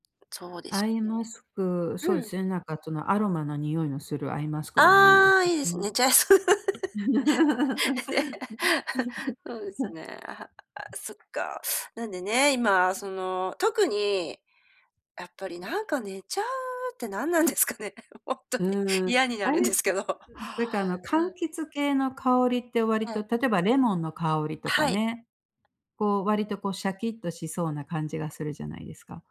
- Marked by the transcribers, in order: laughing while speaking: "寝ちゃいそう"; chuckle; laugh; laughing while speaking: "何なんですかね。ほんとに嫌になるんですけど"
- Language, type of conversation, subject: Japanese, advice, 集中して作業する時間をどうやって確保すればよいですか？